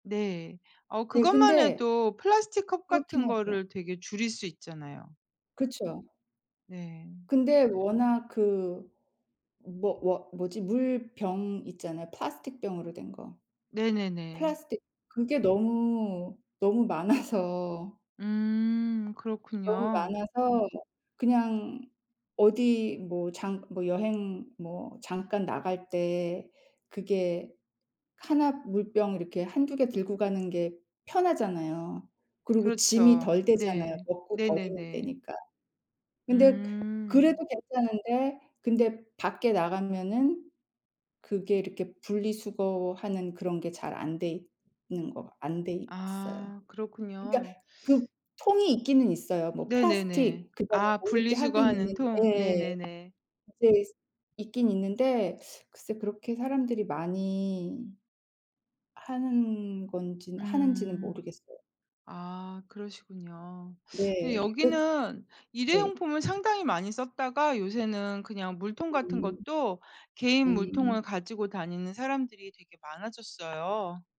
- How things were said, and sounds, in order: other background noise; tapping; put-on voice: "플라스틱"; laughing while speaking: "많아서"
- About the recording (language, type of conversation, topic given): Korean, unstructured, 쓰레기를 줄이기 위해 개인이 할 수 있는 일에는 무엇이 있을까요?